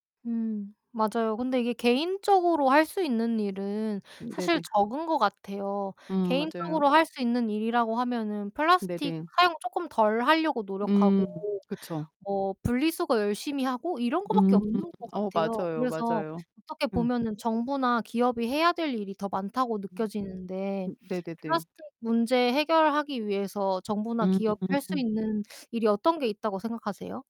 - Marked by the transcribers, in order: distorted speech; tapping
- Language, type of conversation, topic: Korean, unstructured, 플라스틱 쓰레기가 바다에 어떤 영향을 미치나요?